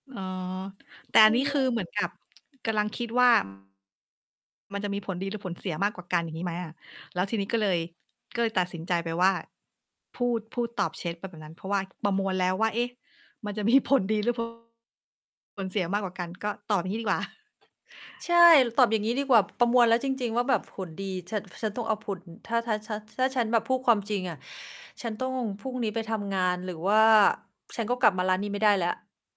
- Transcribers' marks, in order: distorted speech; laughing while speaking: "มีผล"
- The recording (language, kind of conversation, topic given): Thai, unstructured, คุณคิดอย่างไรกับการโกหกเพื่อปกป้องความรู้สึกของคนอื่น?